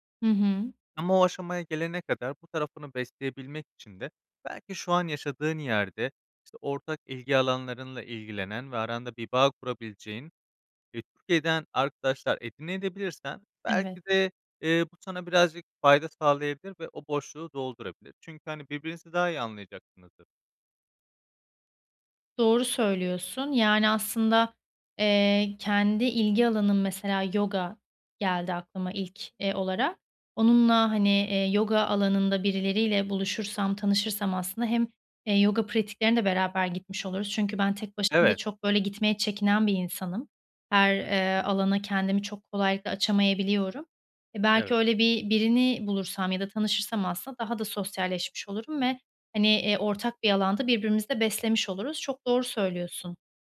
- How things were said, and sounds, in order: none
- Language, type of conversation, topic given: Turkish, advice, Büyük bir hayat değişikliğinden sonra kimliğini yeniden tanımlamakta neden zorlanıyorsun?